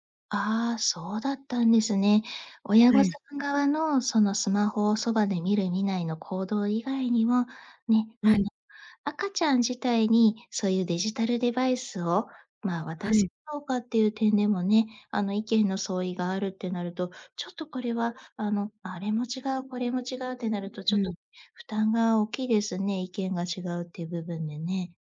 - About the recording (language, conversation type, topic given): Japanese, advice, 配偶者と子育ての方針が合わないとき、どのように話し合えばよいですか？
- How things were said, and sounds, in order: none